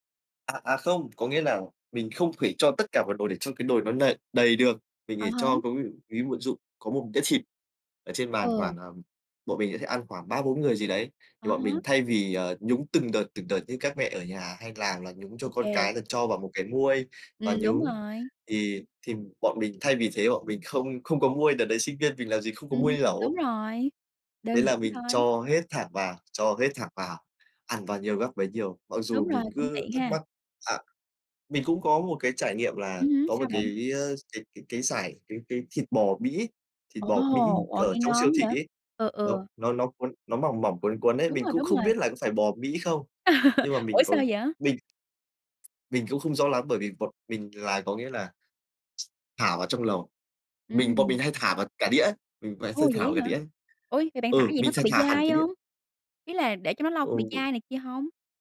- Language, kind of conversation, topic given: Vietnamese, podcast, Bạn có thể kể về một món ăn đường phố mà bạn không thể quên không?
- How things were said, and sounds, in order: other background noise; unintelligible speech; tapping; laugh